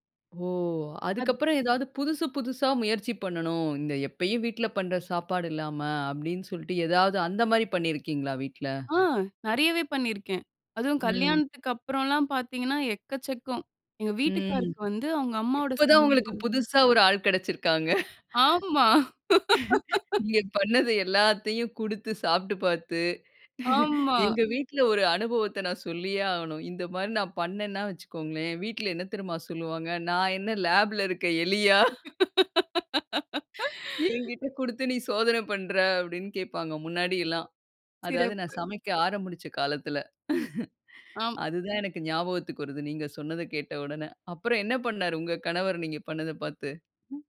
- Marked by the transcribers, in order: other background noise; laugh; laughing while speaking: "இங்க பண்ணது எல்லாத்தையும் குடுத்து சாப்ட்டு … நான் சொல்லியே ஆவனும்"; laugh; laughing while speaking: "லேப்ல இருக்க எலியா? என்கிட்ட குடுத்து நீ சோதன பண்ற அப்டின்னு கேப்பாங்க"; other noise; laugh; laughing while speaking: "சிறப்பு"; laugh
- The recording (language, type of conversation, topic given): Tamil, podcast, உங்களுக்குச் சமையலின் மீது ஆர்வம் எப்படி வளர்ந்தது?